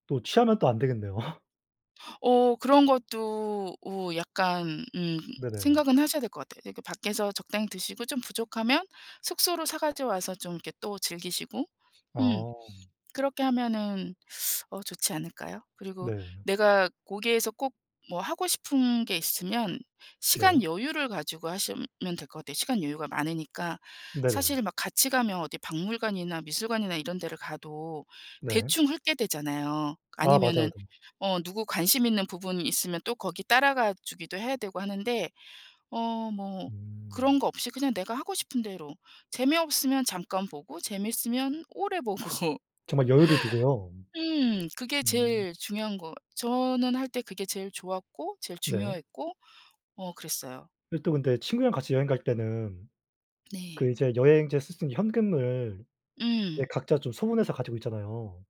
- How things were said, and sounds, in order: laugh; other background noise; laughing while speaking: "보고"
- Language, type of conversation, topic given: Korean, unstructured, 친구와 여행을 갈 때 의견 충돌이 생기면 어떻게 해결하시나요?